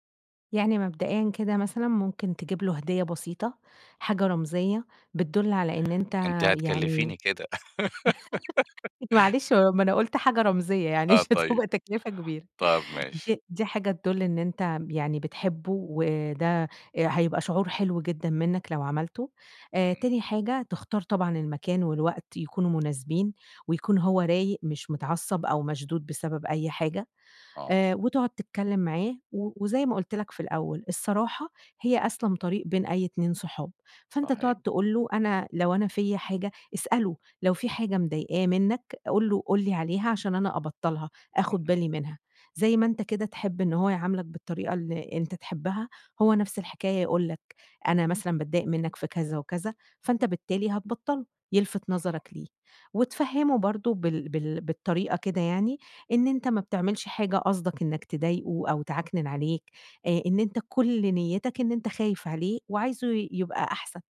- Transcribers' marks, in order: other background noise; laugh; laughing while speaking: "معلش م ما أنا قُلْت حاجة رمزية يعني مش هتبقى تكلفة كبيرة"; laugh; tapping
- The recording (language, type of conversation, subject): Arabic, advice, تقديم نقد بنّاء دون إيذاء مشاعر الآخرين